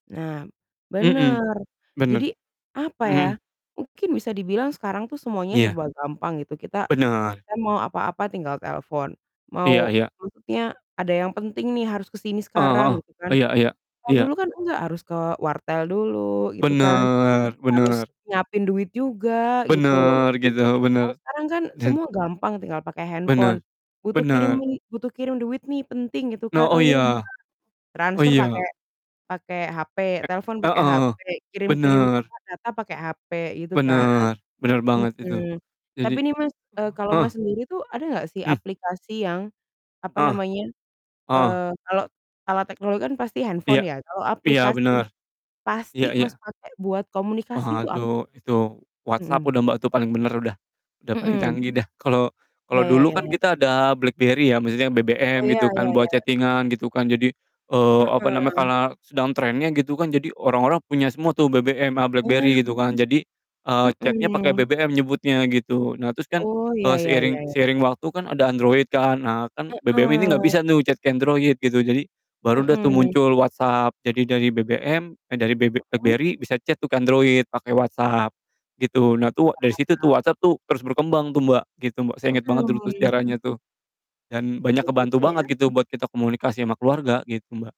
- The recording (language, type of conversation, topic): Indonesian, unstructured, Bagaimana teknologi membantu kamu tetap terhubung dengan keluarga?
- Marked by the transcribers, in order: other background noise; distorted speech; tapping; static; in English: "chatting-an"; in English: "chat-nya"; "nih" said as "nuh"; in English: "chat"; in English: "chat"